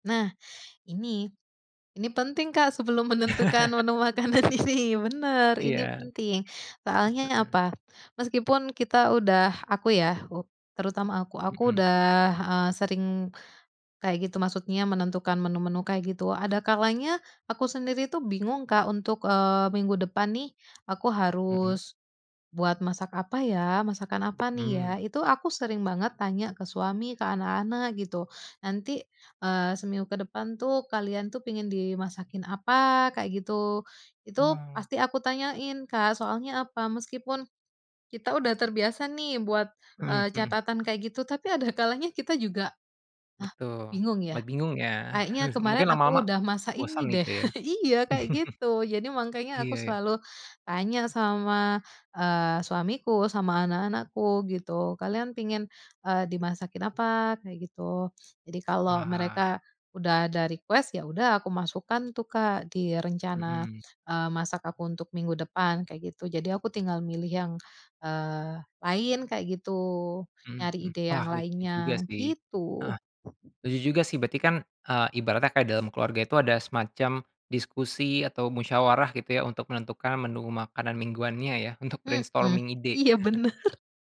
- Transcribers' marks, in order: chuckle; laughing while speaking: "makanan ini"; other background noise; tapping; chuckle; chuckle; in English: "request"; in English: "brainstorming"; laughing while speaking: "bener"; chuckle
- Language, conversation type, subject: Indonesian, podcast, Apa tips praktis untuk memasak dengan anggaran terbatas?